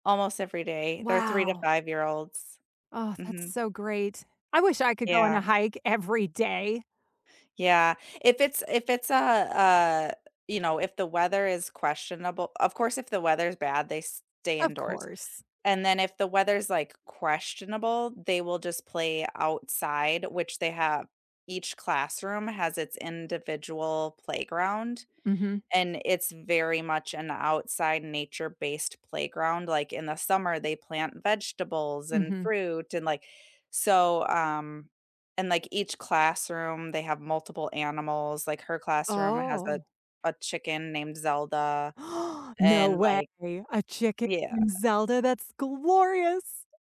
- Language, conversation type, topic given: English, unstructured, What are your favorite ways to experience nature in your city or town, and who joins you?
- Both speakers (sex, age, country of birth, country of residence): female, 40-44, United States, United States; female, 45-49, United States, United States
- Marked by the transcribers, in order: tapping; drawn out: "Oh"; gasp; surprised: "No way!"; stressed: "glorious"